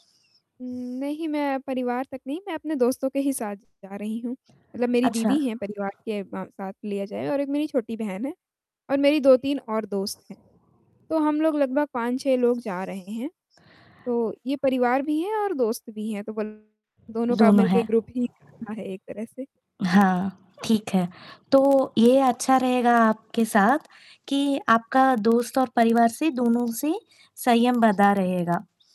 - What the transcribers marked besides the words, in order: static; distorted speech; mechanical hum; in English: "ग्रुप"; unintelligible speech; horn
- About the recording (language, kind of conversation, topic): Hindi, advice, छुट्टियों में मैं अपना समय और ऊर्जा बेहतर ढंग से कैसे संभालूँ?
- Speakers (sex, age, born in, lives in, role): female, 20-24, India, India, user; female, 25-29, India, India, advisor